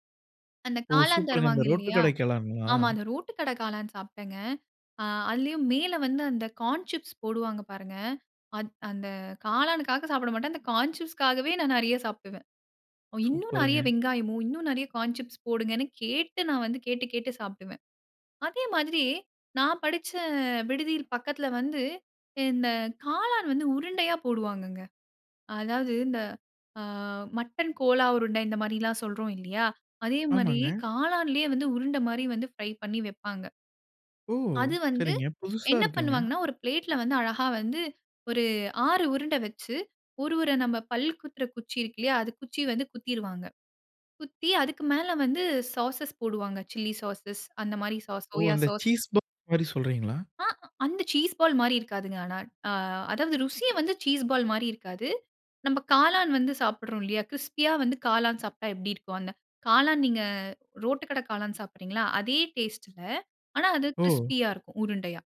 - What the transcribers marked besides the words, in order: in English: "சாஸஸ்"; in English: "சில்லி சாஸ்"; in English: "சோயா சாஸ்"; tapping; in English: "சீஸ் பால்"; in English: "சீஸ் பால்"; in English: "சீஸ் பால்"; in English: "கிரிஸ்பியா"; in English: "கிரிஸ்பியா"
- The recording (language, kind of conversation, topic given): Tamil, podcast, மழை நாளில் நீங்கள் சாப்பிட்ட ஒரு சிற்றுண்டியைப் பற்றி சொல்ல முடியுமா?